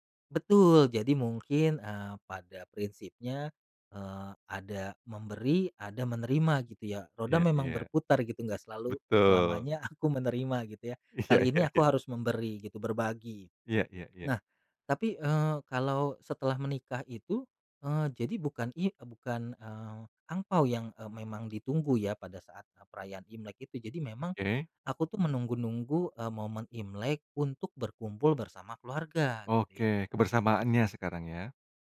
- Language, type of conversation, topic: Indonesian, podcast, Ada tradisi keluarga yang makin kamu hargai sekarang?
- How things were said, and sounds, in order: tapping; other background noise; laughing while speaking: "aku"; laughing while speaking: "Iya iya iya"